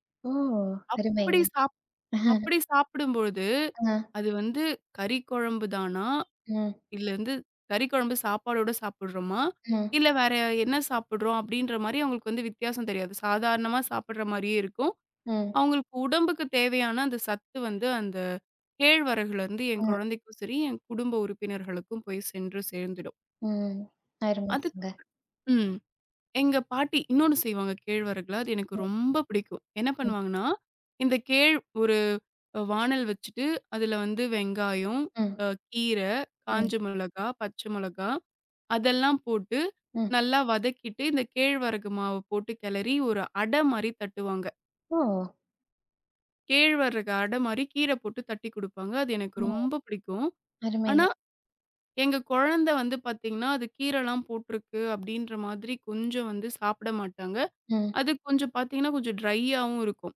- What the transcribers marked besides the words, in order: chuckle; other background noise; tapping; in English: "ட்ரையாவும்"
- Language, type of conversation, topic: Tamil, podcast, பாரம்பரிய சமையல் குறிப்புகளை வீட்டில் எப்படி மாற்றி அமைக்கிறீர்கள்?